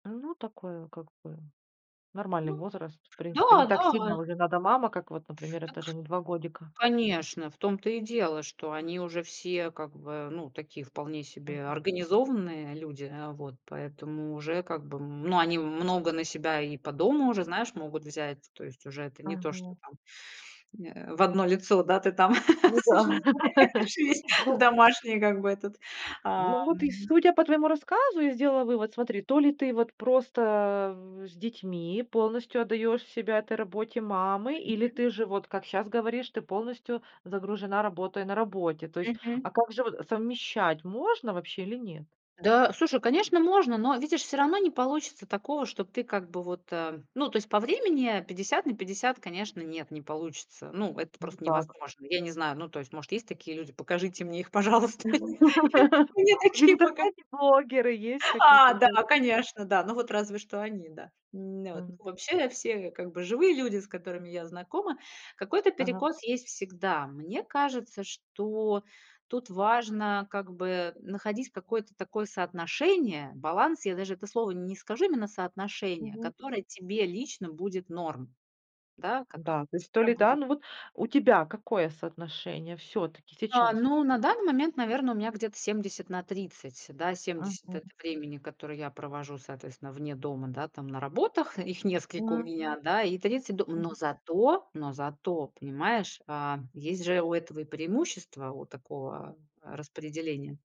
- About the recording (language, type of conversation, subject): Russian, podcast, Как вы находите баланс между работой и семьёй?
- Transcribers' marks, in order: other background noise; laughing while speaking: "да, ты там существуешь, есть домашние, как бы, этот, ам"; laugh; laugh; laughing while speaking: "пожалуйста. Нет, мне такие пока"; unintelligible speech; tapping